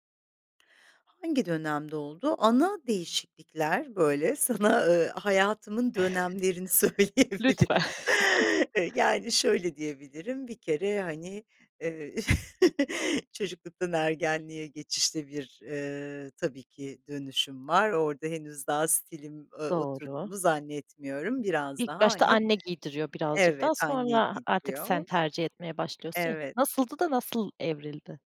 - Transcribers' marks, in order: chuckle; laughing while speaking: "Lütfen"; laughing while speaking: "söyleyebilirim"; chuckle
- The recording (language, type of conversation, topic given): Turkish, podcast, Stil değişimine en çok ne neden oldu, sence?
- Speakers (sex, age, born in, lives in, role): female, 30-34, Turkey, Germany, host; female, 50-54, Turkey, Italy, guest